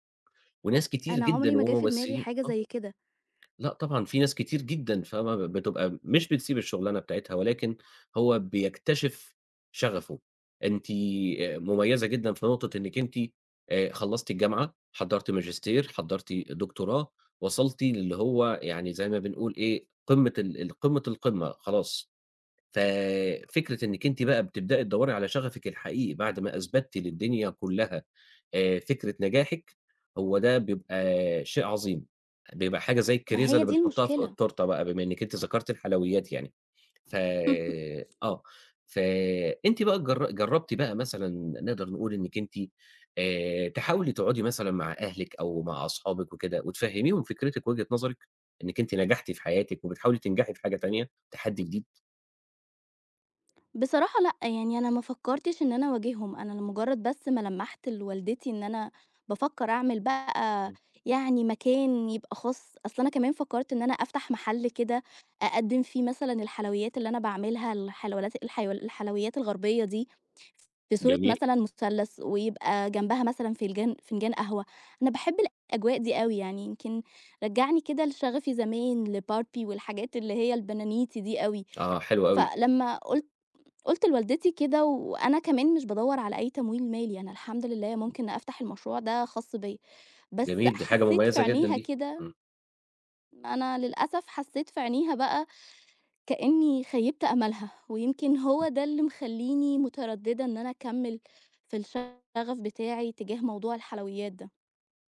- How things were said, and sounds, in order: tapping; laugh; "الحلويات" said as "الحلولات"; "فنجان-" said as "فلجان"; other noise; other background noise
- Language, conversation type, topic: Arabic, advice, إزاي أتغلب على ترددي في إني أتابع شغف غير تقليدي عشان خايف من حكم الناس؟